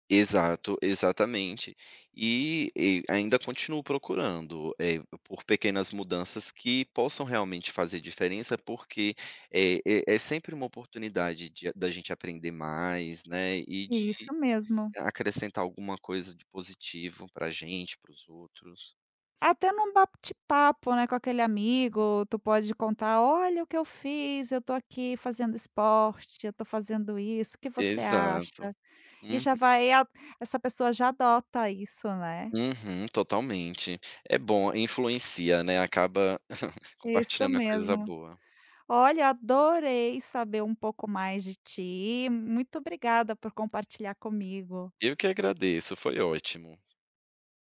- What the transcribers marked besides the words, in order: giggle
- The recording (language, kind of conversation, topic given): Portuguese, podcast, Que pequenas mudanças todo mundo pode adotar já?